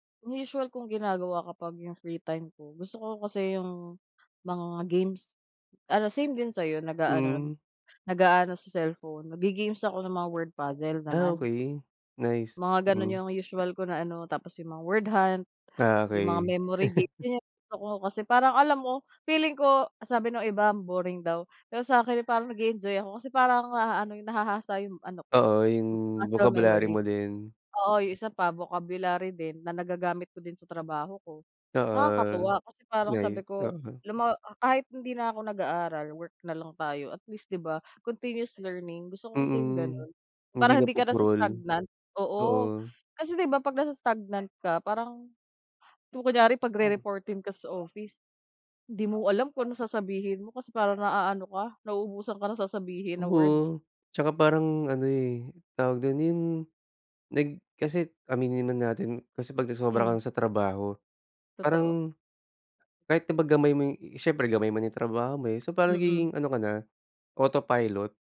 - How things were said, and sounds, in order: other animal sound; chuckle; dog barking; other noise
- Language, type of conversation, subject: Filipino, unstructured, Anong libangan ang palagi mong ginagawa kapag may libreng oras ka?